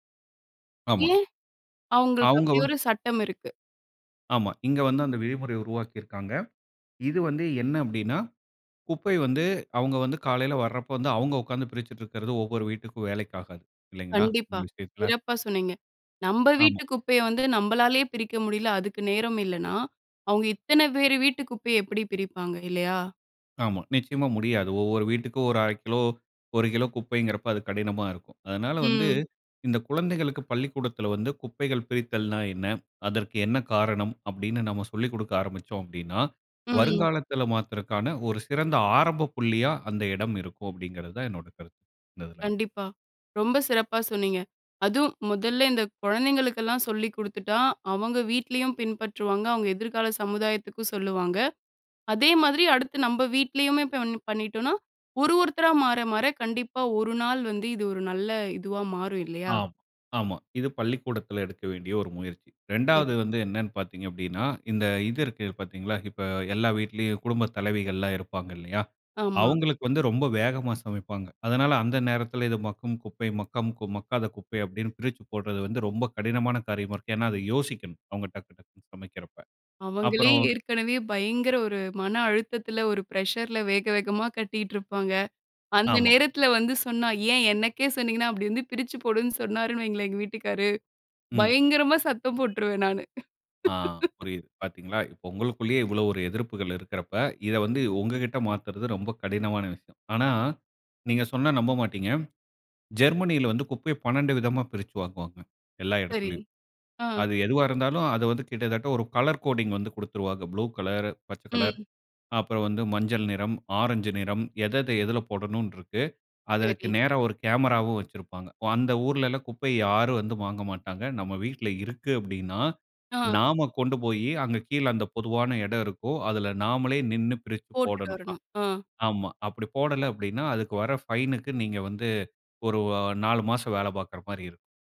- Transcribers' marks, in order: in English: "பிரஷர்‌ல"; laugh; in English: "ஃபைனுக்கு"
- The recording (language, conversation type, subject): Tamil, podcast, குப்பை பிரித்தலை எங்கிருந்து தொடங்கலாம்?